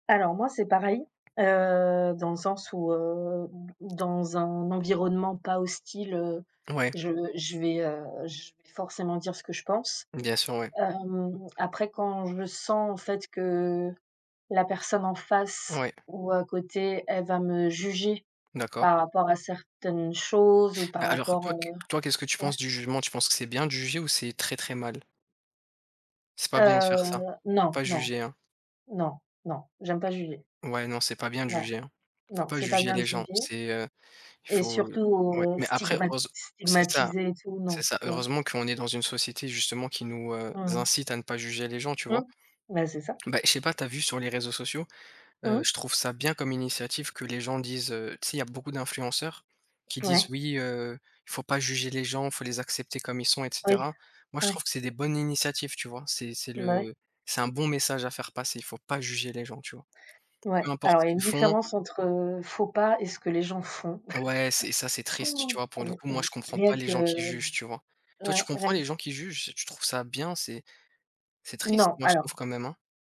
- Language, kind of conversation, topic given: French, unstructured, Accepteriez-vous de vivre sans liberté d’expression pour garantir la sécurité ?
- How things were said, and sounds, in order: other background noise; stressed: "juger"; tapping; stressed: "pas"; laugh